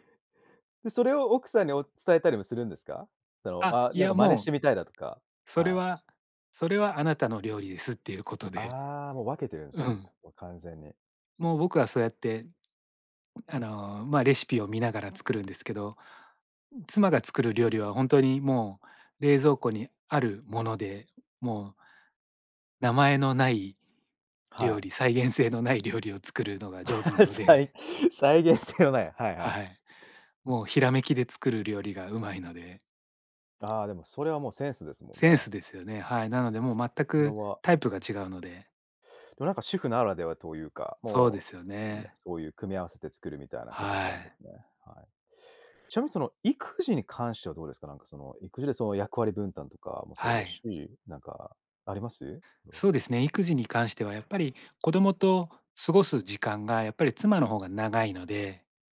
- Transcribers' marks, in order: other background noise; laugh; laughing while speaking: "再 再現性のない"
- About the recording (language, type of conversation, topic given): Japanese, podcast, 家事の分担はどうやって決めていますか？